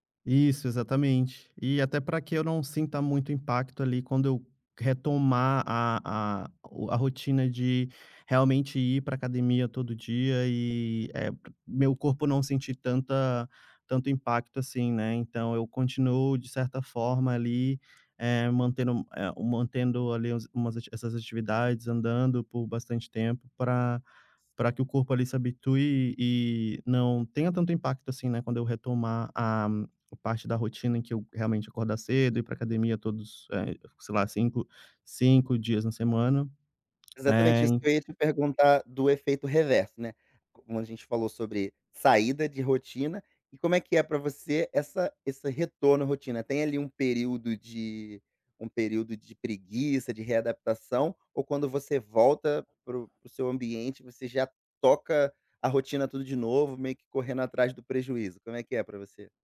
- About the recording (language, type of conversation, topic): Portuguese, podcast, Como você lida com recaídas quando perde a rotina?
- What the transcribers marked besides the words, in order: other noise; tapping